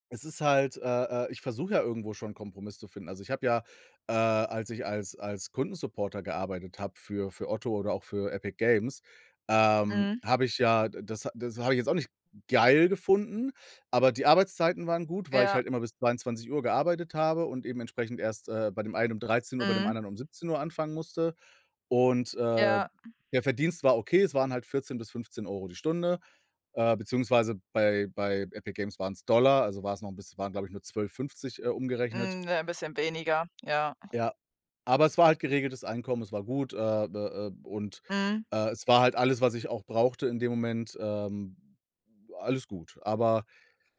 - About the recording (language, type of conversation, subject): German, unstructured, Wovon träumst du, wenn du an deine Zukunft denkst?
- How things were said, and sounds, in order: none